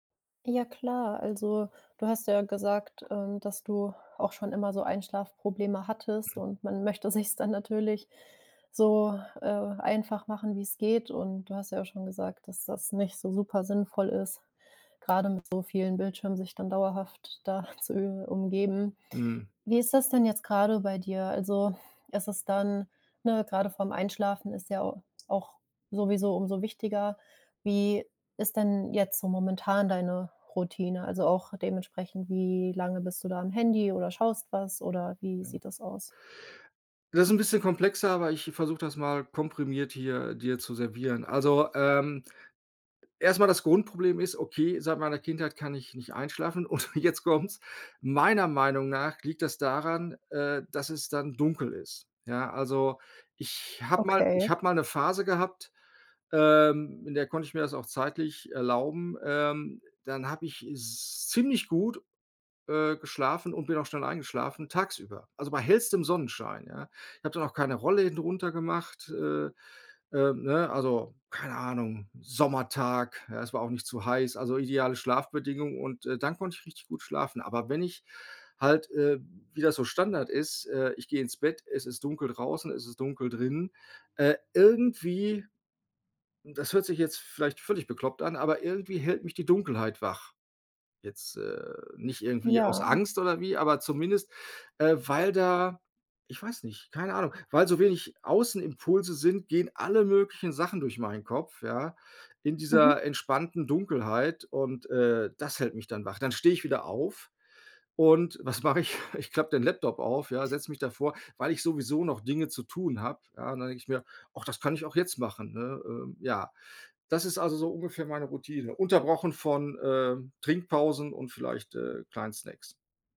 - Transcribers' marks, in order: laughing while speaking: "da"; laughing while speaking: "und jetzt kommt‘s"; laughing while speaking: "ich?"; other background noise
- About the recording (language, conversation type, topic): German, advice, Wie kann ich abends besser ohne Bildschirme entspannen?